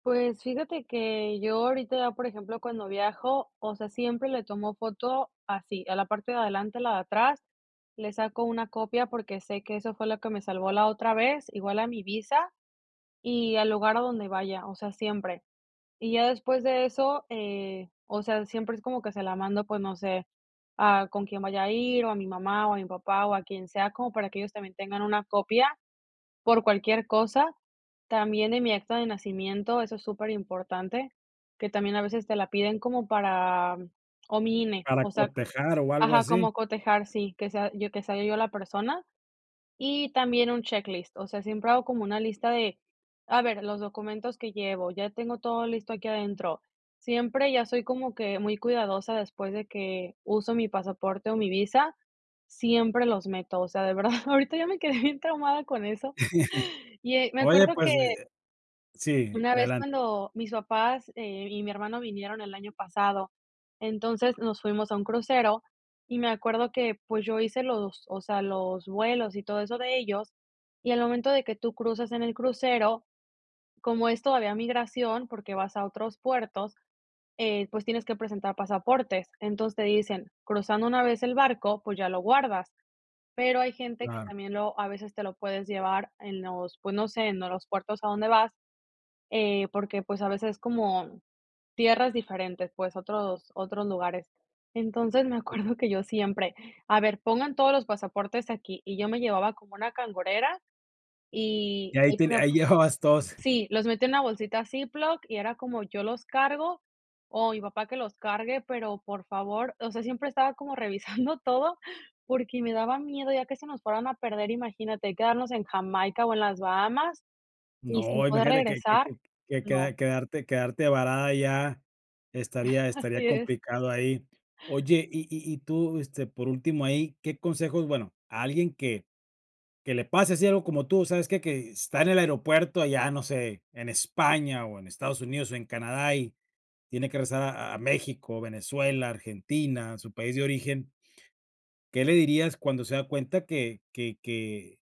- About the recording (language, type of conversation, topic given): Spanish, podcast, ¿Cómo manejaste perder el pasaporte lejos de casa?
- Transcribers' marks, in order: laughing while speaking: "verdad"; laughing while speaking: "quedé"; chuckle; laughing while speaking: "acuerdo"; unintelligible speech; laughing while speaking: "llevabas todos"; laughing while speaking: "revisando"; chuckle